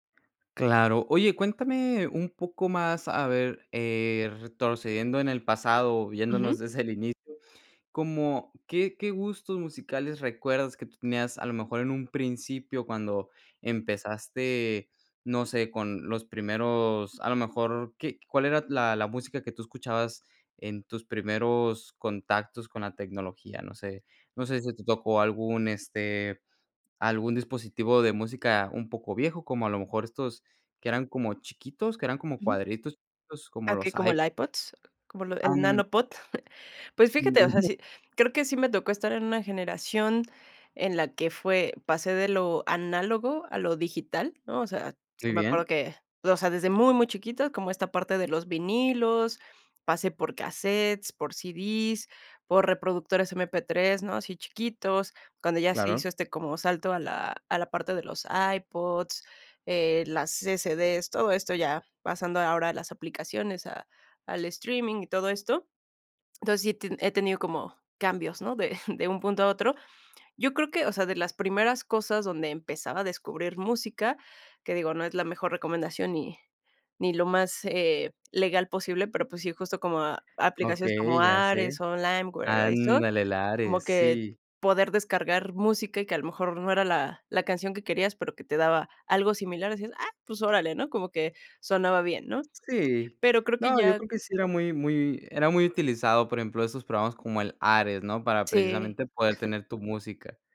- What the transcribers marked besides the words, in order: chuckle; chuckle; tapping; chuckle
- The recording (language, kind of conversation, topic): Spanish, podcast, ¿Cómo ha influido la tecnología en tus cambios musicales personales?